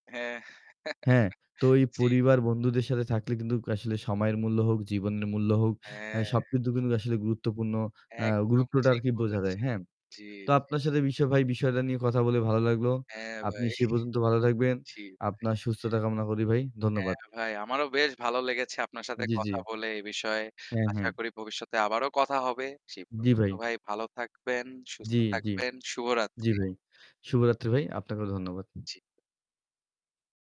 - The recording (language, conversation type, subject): Bengali, unstructured, আপনি কীভাবে জীবনের প্রতিটি মুহূর্তকে মূল্যবান করে তুলতে পারেন?
- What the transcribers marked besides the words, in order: static; chuckle; "কিন্তু" said as "কিন্তুক"; "কিন্তু" said as "কিন্তুক"; tapping; other background noise